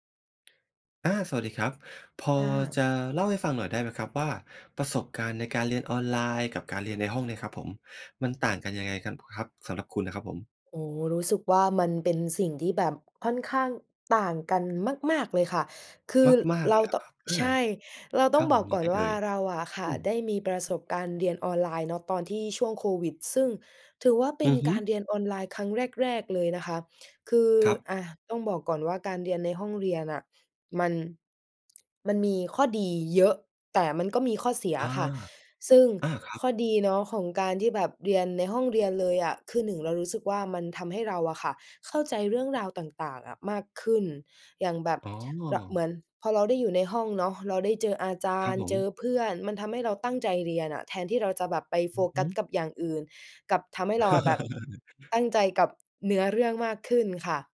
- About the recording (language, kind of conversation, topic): Thai, podcast, เรียนออนไลน์กับเรียนในห้องเรียนต่างกันอย่างไรสำหรับคุณ?
- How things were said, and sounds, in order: other background noise; chuckle